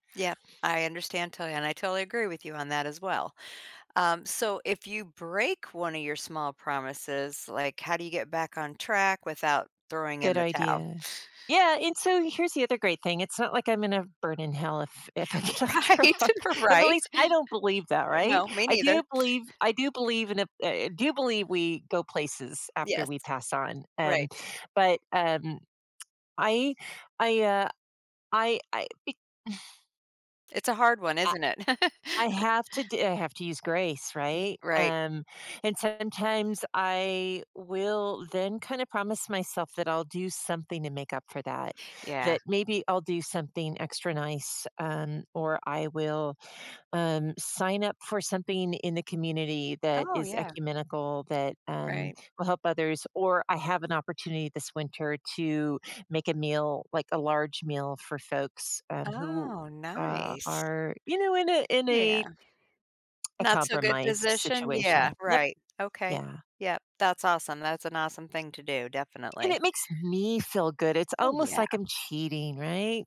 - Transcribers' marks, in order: laughing while speaking: "Right. Right"; laughing while speaking: "I get off track"; exhale; chuckle; tsk; other background noise
- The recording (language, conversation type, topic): English, unstructured, What's the best way to keep small promises to oneself?